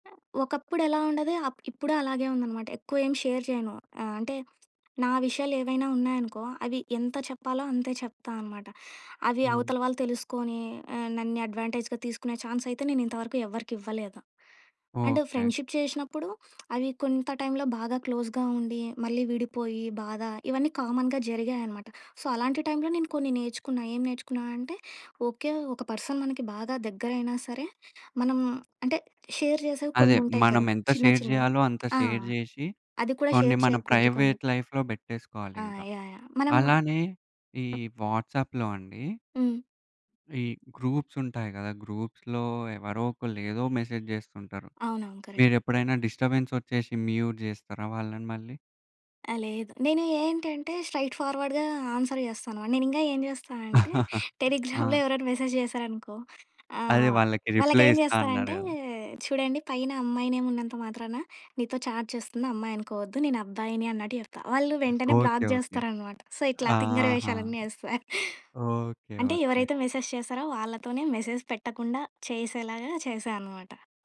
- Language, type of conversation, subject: Telugu, podcast, ఫోన్, వాట్సాప్ వాడకంలో మీరు పరిమితులు ఎలా నిర్ణయించుకుంటారు?
- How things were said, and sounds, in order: other background noise; in English: "షేర్"; in English: "అడ్వాంటేజ్‌గా"; in English: "ఫ్రెండ్‌షిప్"; other noise; in English: "క్లోజ్‌గా"; in English: "కామన్‌గా"; in English: "సో"; in English: "పర్సన్"; in English: "షేర్"; in English: "షేర్"; tapping; in English: "షేర్"; in English: "షేర్"; in English: "ప్రైవేట్ లైఫ్‌లో"; in English: "వాట్సాప్‌లో"; in English: "గ్రూప్స్‌లో"; in English: "మెసేజ్"; in English: "కరక్ట్"; in English: "మ్యూట్"; in English: "స్ట్రైట్ ఫార్వర్డ్‌గా ఆన్సర్"; chuckle; in English: "టెలిగ్రామ్‌లో"; giggle; in English: "మెసేజ్"; in English: "రిప్లై"; drawn out: "అంటే"; in English: "చాట్"; in English: "బ్లాక్"; in English: "సో"; giggle; in English: "మెసేజ్"; in English: "మెసేజ్"